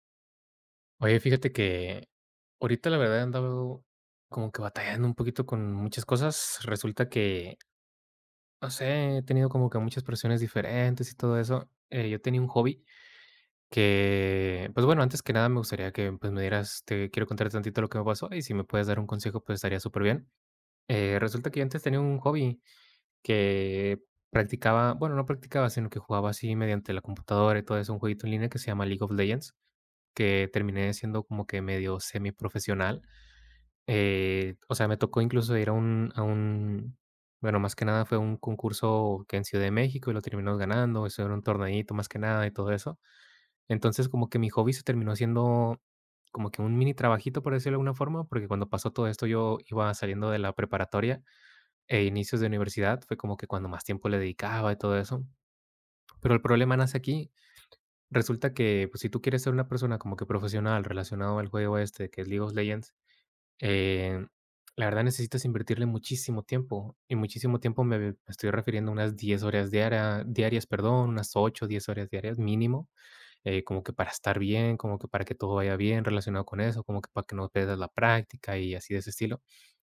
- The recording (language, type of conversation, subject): Spanish, advice, ¿Cómo puedo manejar la presión de sacrificar mis hobbies o mi salud por las demandas de otras personas?
- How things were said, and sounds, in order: tapping